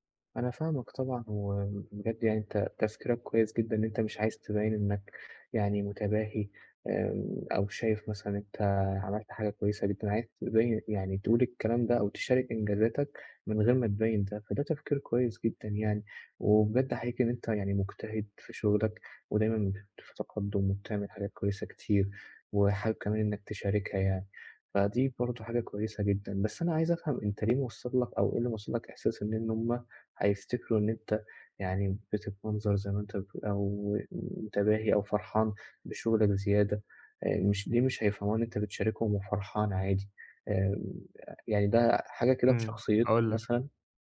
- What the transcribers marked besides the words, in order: none
- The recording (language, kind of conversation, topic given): Arabic, advice, عرض الإنجازات بدون تباهٍ